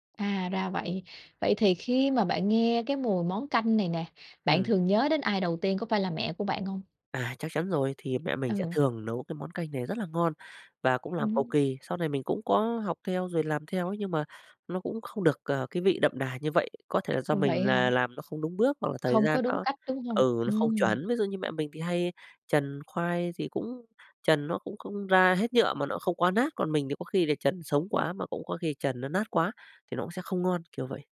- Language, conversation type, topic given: Vietnamese, podcast, Bạn kể câu chuyện của gia đình mình qua món ăn như thế nào?
- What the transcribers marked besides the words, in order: tapping; other background noise